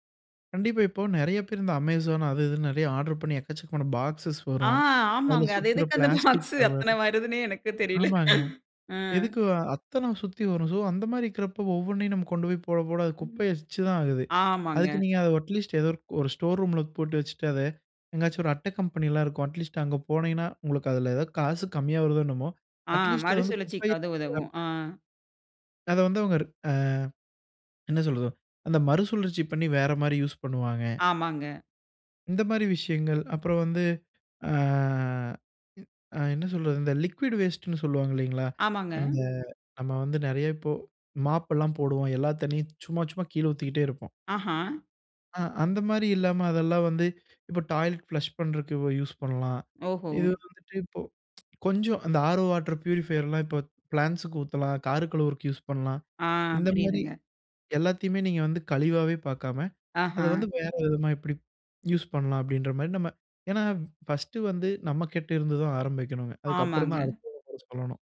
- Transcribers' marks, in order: laughing while speaking: "அந்த பாக்ஸு அத்தனை வருதுன்னே எனக்கும் தெரியல"; other background noise; inhale; in English: "அட்லீஸ்ட்"; in English: "அட்லீஸ்ட்"; in English: "அட்லீஸ்ட்"; drawn out: "ஆ"; in English: "லிக்விட் வேஸ்ட்னு"; inhale; in English: "டாய்லெட் பிளஷ்"; tsk; in English: "ஆரோ வாட்டர், பியூரிஃபையர்லாம்"; in English: "பிளான்ட்ஸுக்கு"
- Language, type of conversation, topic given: Tamil, podcast, குப்பையைச் சரியாக அகற்றி மறுசுழற்சி செய்வது எப்படி?